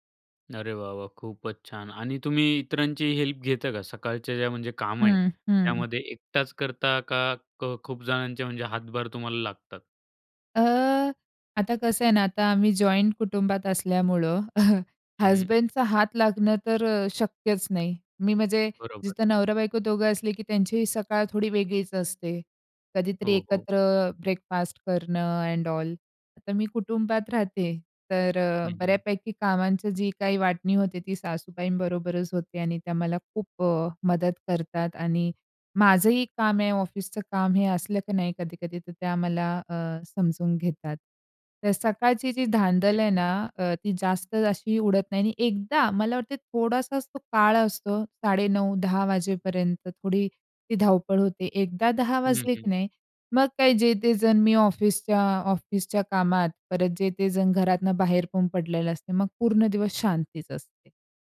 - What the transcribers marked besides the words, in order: in English: "हेल्प"; chuckle; in English: "एंड ऑल"
- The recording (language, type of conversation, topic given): Marathi, podcast, तुझ्या घरी सकाळची परंपरा कशी असते?